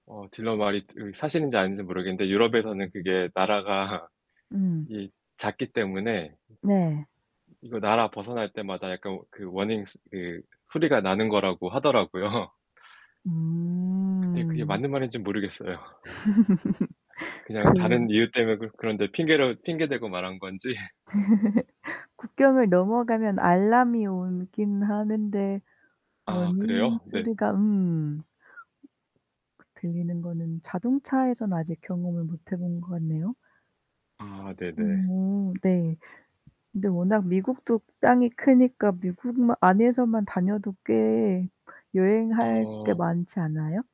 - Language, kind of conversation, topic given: Korean, unstructured, 가장 기억에 남는 여행지는 어디였나요?
- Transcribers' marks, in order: static; other background noise; in English: "워닝"; laughing while speaking: "하더라고요"; laugh; laughing while speaking: "건지"; laugh; in English: "워닝"